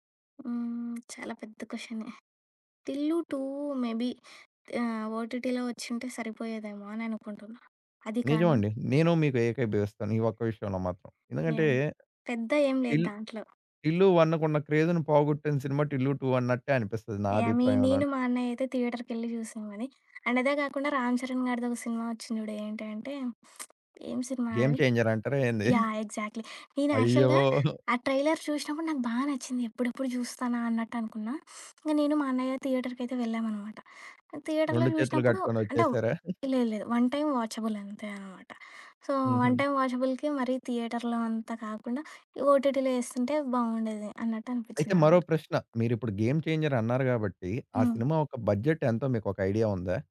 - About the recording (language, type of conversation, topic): Telugu, podcast, స్ట్రీమింగ్ షోస్ టీవీని ఎలా మార్చాయి అనుకుంటారు?
- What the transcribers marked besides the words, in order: other background noise; in English: "మేబీ"; in English: "ఓటీటీలో"; sniff; tapping; in English: "క్రేజ్‌ని"; in English: "థియేటర్‌కెళ్ళి"; in English: "అండ్"; lip smack; in English: "ఎగ్జాక్ట్‌లి"; in English: "యాక్చువల్‌గా"; chuckle; in English: "ట్రైలర్"; sniff; in English: "థియేటర్లో"; giggle; in English: "వన్ టైమ్ వాచబుల్"; in English: "సో వన్ టైమ్ వాచబుల్‌కి"; in English: "థియేటర్‌లో"; in English: "ఓటీటీలో"; in English: "బడ్జెట్"